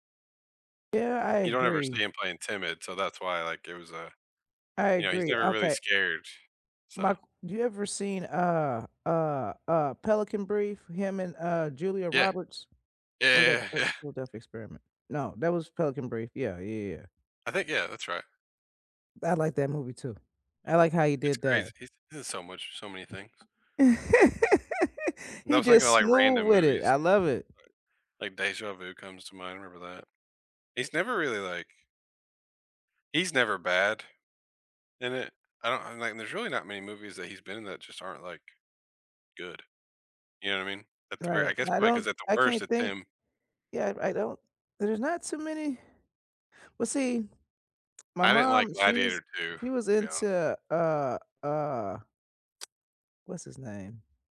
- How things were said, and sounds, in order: other background noise; laugh
- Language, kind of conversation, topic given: English, unstructured, Which actors would you watch in anything, and which of their recent roles impressed you?
- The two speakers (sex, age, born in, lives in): female, 45-49, United States, United States; male, 35-39, United States, United States